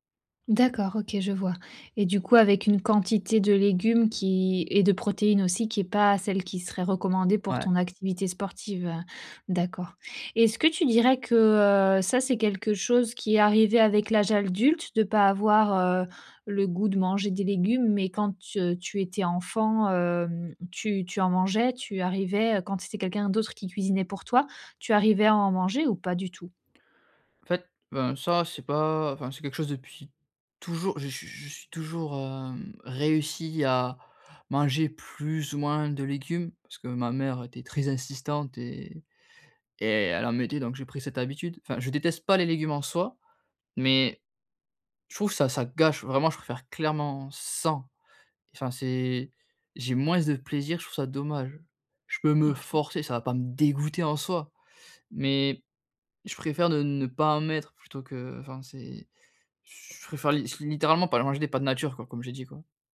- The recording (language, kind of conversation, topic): French, advice, Comment équilibrer le plaisir immédiat et les résultats à long terme ?
- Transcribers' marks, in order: stressed: "clairement sans"; stressed: "dégoûter"